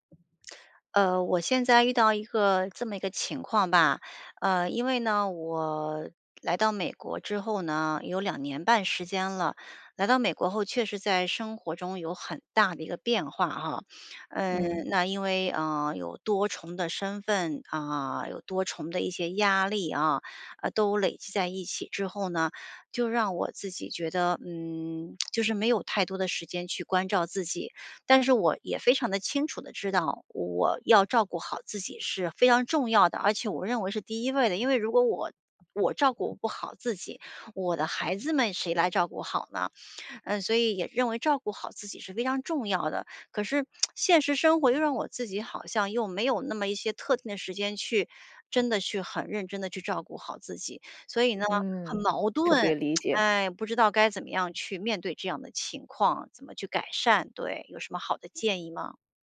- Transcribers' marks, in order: other background noise; tsk; tsk; tsk
- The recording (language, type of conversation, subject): Chinese, advice, 我该如何为自己安排固定的自我照顾时间？